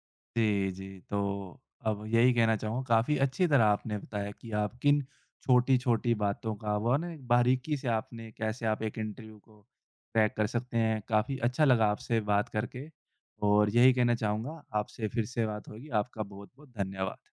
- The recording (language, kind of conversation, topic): Hindi, podcast, इंटरव्यू में सबसे जरूरी बात क्या है?
- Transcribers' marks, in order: in English: "इंटरव्यू"; in English: "क्रैक"